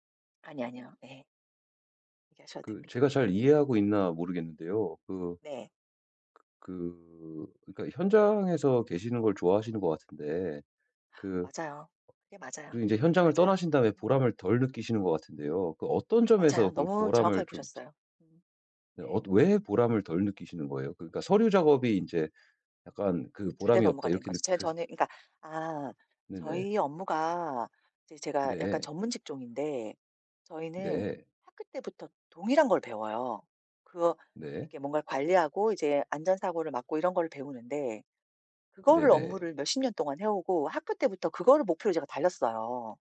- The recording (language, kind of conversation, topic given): Korean, advice, 지금 하고 있는 일이 제 가치와 잘 맞는지 어떻게 확인할 수 있을까요?
- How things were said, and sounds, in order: tapping; other background noise